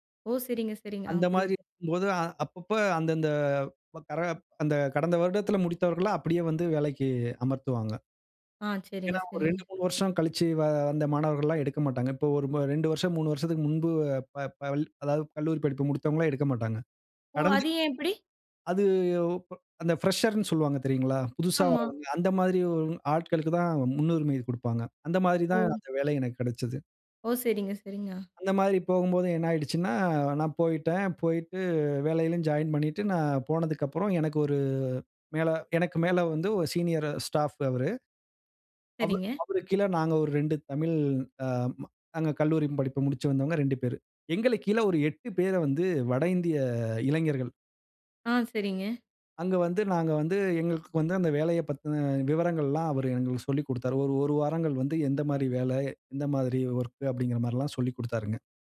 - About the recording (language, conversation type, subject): Tamil, podcast, நீங்கள் பேசும் மொழியைப் புரிந்துகொள்ள முடியாத சூழலை எப்படிச் சமாளித்தீர்கள்?
- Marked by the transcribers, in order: "இருக்கும்" said as "க்கும்"; in English: "பிரஷர்ன்னு"; in English: "ஜாயின்"; drawn out: "ஒரு"; in English: "சீனியரு ஸ்டாஃப்"